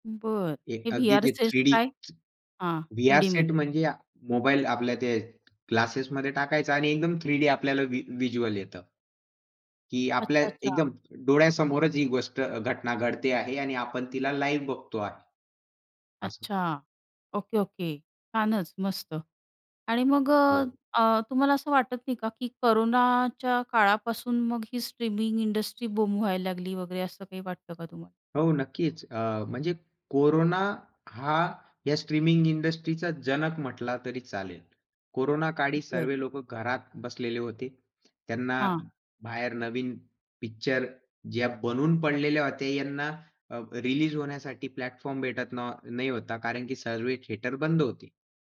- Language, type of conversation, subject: Marathi, podcast, स्ट्रीमिंगमुळे सिनेसृष्टीत झालेले बदल तुमच्या अनुभवातून काय सांगतात?
- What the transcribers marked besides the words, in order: other background noise; tapping; in English: "व्ही व्हिज्युअल"; in English: "लाइव"; in English: "बूम"; in English: "प्लॅटफॉर्म"; in English: "थिएटर"